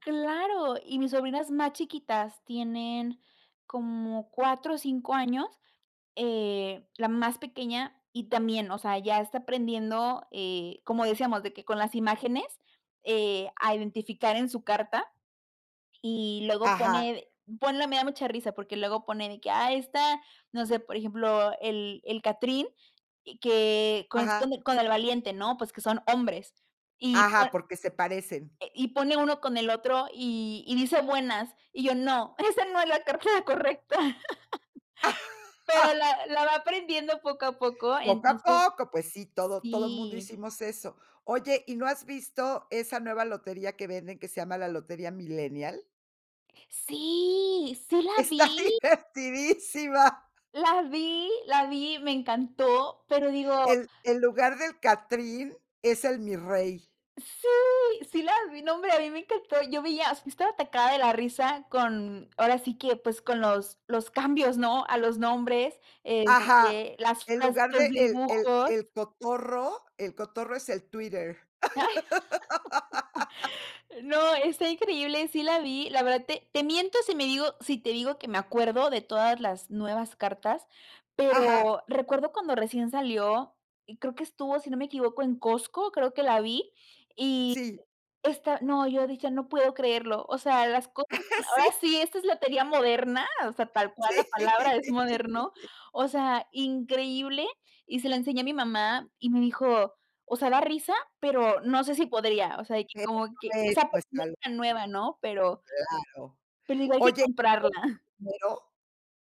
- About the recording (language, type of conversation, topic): Spanish, podcast, ¿Qué actividad conecta a varias generaciones en tu casa?
- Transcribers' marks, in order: laughing while speaking: "esa no es la carta correcta"; laugh; laughing while speaking: "Está divertidísima"; laughing while speaking: "Ay"; laugh; unintelligible speech; laugh; laughing while speaking: "Sí"; laughing while speaking: "Sí"; unintelligible speech